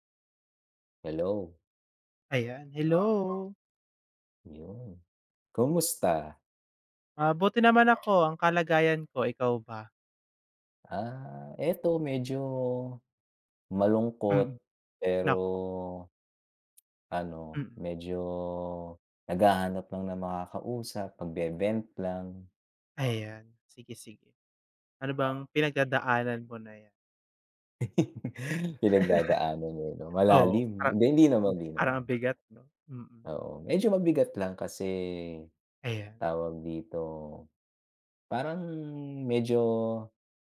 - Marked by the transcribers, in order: dog barking; "ito" said as "eto"; laugh
- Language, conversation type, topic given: Filipino, unstructured, Paano mo hinaharap ang mga taong hindi tumatanggap sa iyong pagkatao?